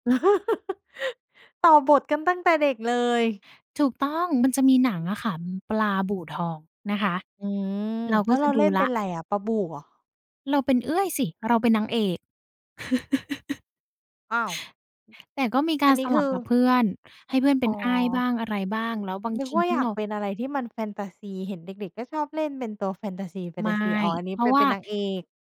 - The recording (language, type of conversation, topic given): Thai, podcast, เล่าถึงความทรงจำกับรายการทีวีในวัยเด็กของคุณหน่อย
- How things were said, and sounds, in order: chuckle; laugh; other noise; tapping